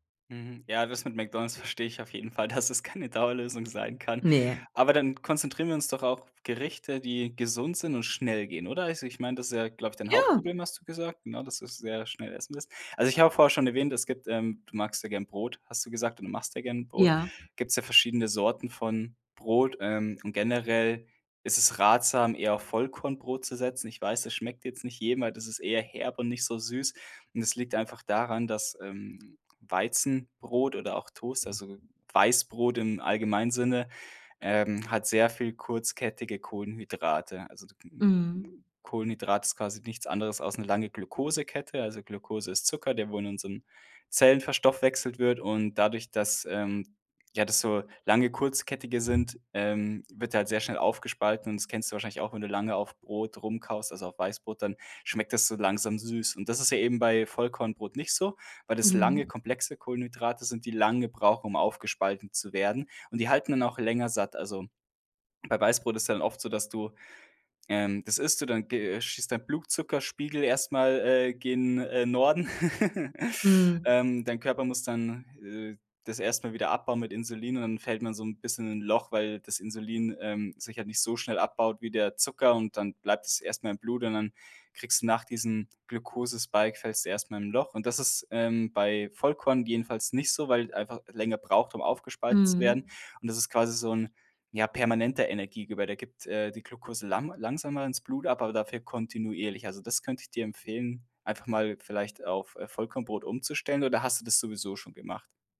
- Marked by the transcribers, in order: laughing while speaking: "verstehe"; laughing while speaking: "dass es keine"; anticipating: "Ja"; other background noise; chuckle; in English: "Glukose-Spike"
- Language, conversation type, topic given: German, advice, Wie kann ich nach der Arbeit trotz Müdigkeit gesunde Mahlzeiten planen, ohne überfordert zu sein?